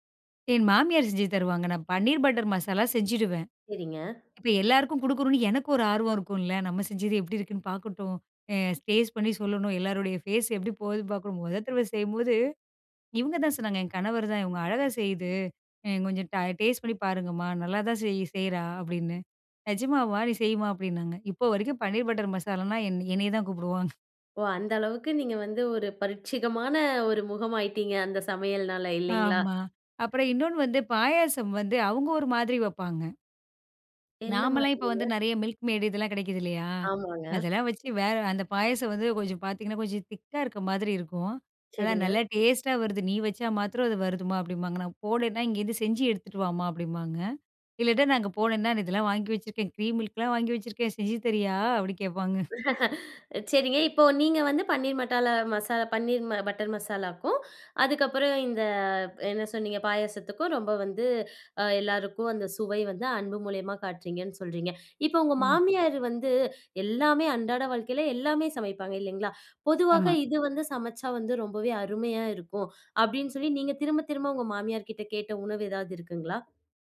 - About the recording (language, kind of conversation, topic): Tamil, podcast, சமையல் மூலம் அன்பை எப்படி வெளிப்படுத்தலாம்?
- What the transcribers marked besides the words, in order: in English: "ஃபேஸ்"; laughing while speaking: "கூப்பிடுவாங்க"; "பரீட்சயமான" said as "பரிட்சகமான"; in English: "மில்க் மேய்டு"; other noise; in English: "கிரீம் மில்க்லாம்"; laughing while speaking: "அப்படி கேட்பாங்க"; laugh; "மசாலா" said as "மாட்டாலா"